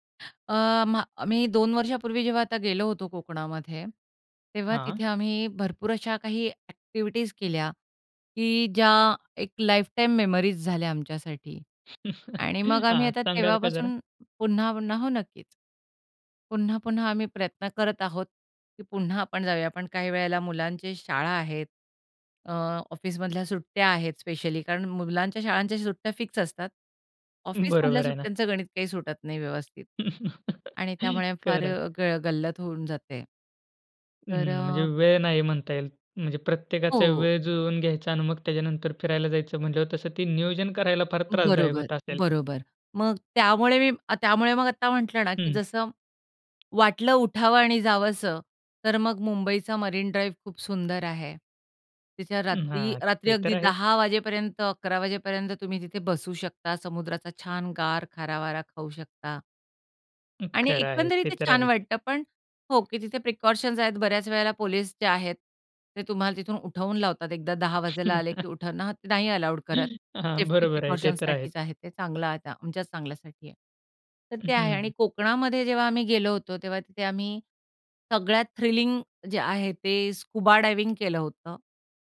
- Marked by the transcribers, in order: in English: "लाईफटाईम मेमरीज"; chuckle; tapping; chuckle; in English: "प्रिकॉशन्स"; other background noise; chuckle; in English: "अलाउड"; in English: "सेफ्टी प्रिकॉशन्ससाठीच"; in English: "थ्रिलिंग"; in English: "स्कुबा डायव्हिंग"
- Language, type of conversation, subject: Marathi, podcast, निसर्गात वेळ घालवण्यासाठी तुमची सर्वात आवडती ठिकाणे कोणती आहेत?